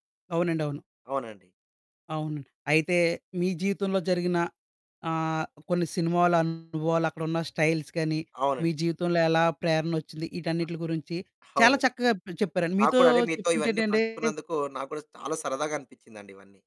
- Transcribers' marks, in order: distorted speech; in English: "స్టైల్స్"
- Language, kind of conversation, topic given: Telugu, podcast, ఏ సినిమా లుక్ మీ వ్యక్తిగత శైలికి ప్రేరణగా నిలిచింది?